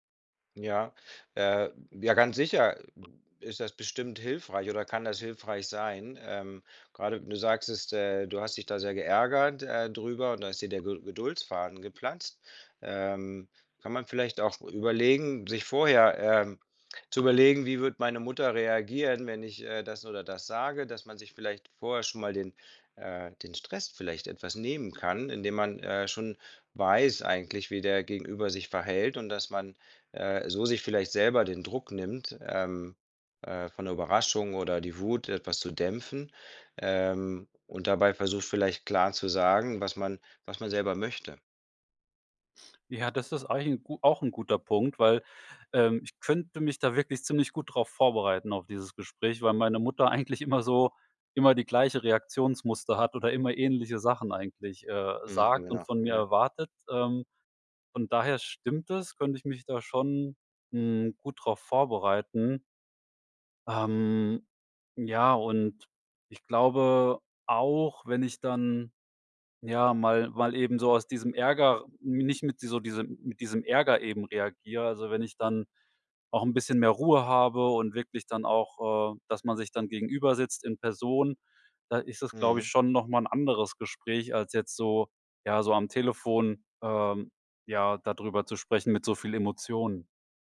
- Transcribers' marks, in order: other noise; laughing while speaking: "eigentlich immer"
- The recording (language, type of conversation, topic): German, advice, Wie kann ich einen Streit über die Feiertagsplanung und den Kontakt zu Familienmitgliedern klären?